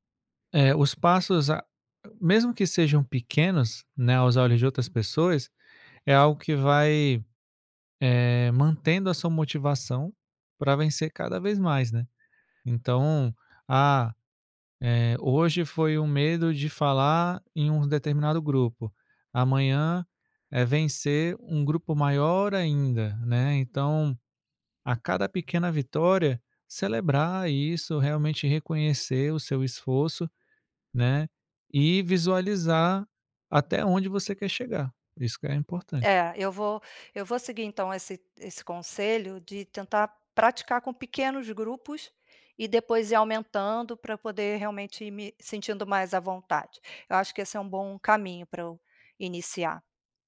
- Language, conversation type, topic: Portuguese, advice, Como posso expressar minha criatividade sem medo de críticas?
- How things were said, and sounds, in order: none